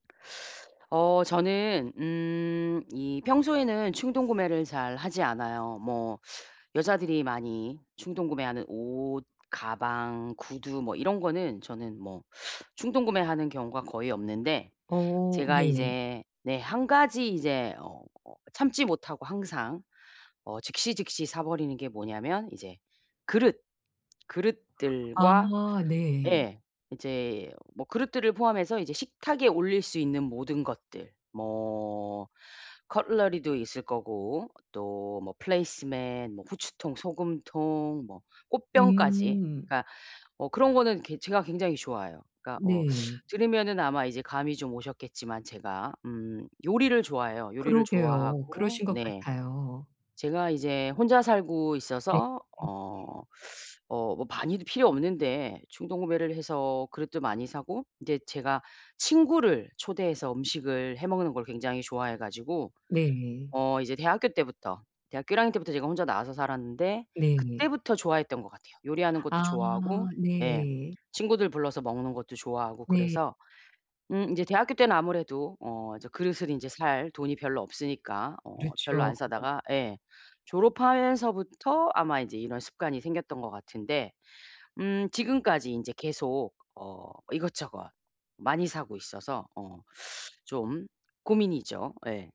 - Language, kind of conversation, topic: Korean, advice, 지속 가능한 소비를 시작하면서 충동구매를 줄이려면 어떻게 해야 할까요?
- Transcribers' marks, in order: put-on voice: "커틀러리도"; in English: "커틀러리도"; put-on voice: "플레이스 매트"; in English: "플레이스 매트"